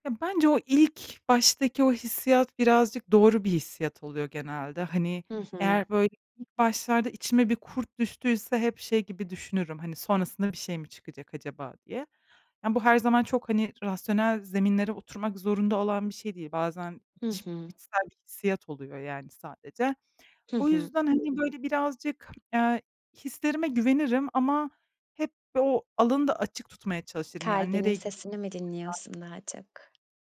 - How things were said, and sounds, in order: other background noise; tapping; unintelligible speech
- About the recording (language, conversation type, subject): Turkish, podcast, Yeni tanıştığın biriyle hızlı bağ kurmak için ne yaparsın?
- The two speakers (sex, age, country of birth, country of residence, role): female, 25-29, Turkey, Germany, guest; female, 35-39, Turkey, Greece, host